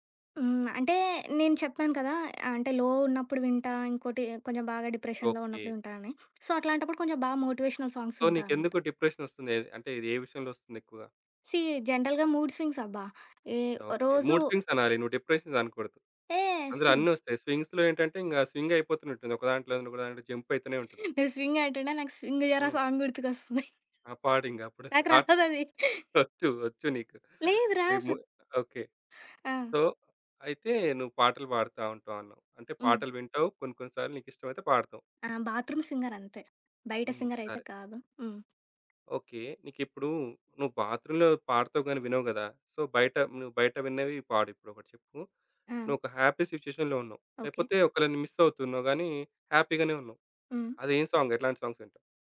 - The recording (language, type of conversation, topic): Telugu, podcast, ఏ పాటలు మీ మనస్థితిని వెంటనే మార్చేస్తాయి?
- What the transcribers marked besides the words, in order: in English: "లో"; in English: "డిప్రెషన్‌లో"; in English: "సో"; in English: "మోటివేషనల్ సాంగ్స్"; in English: "సో"; in English: "డిప్రెషన్"; in English: "సీ జనరల్‌గా మూడ్ స్వింగ్స్"; in English: "మూడ్‌స్వింగ్స్"; in English: "డిప్రషన్స్"; in English: "సి"; in English: "స్వింగ్స్‌లో"; in English: "స్వింగ్"; in English: "జంప్"; in English: "స్వింగ్"; in English: "సాంగ్"; giggle; laughing while speaking: "రాదది"; in English: "సో"; in English: "బాత్రూమ్ సింగర్"; in English: "సింగర్"; in English: "బాత్రూమ్‌లో"; in English: "సో"; in English: "హ్యాపీ సిట్యుయేషన్‌లో"; in English: "మిస్"; in English: "హ్యాపీగానే"; in English: "సాంగ్?"; in English: "సాంగ్స్"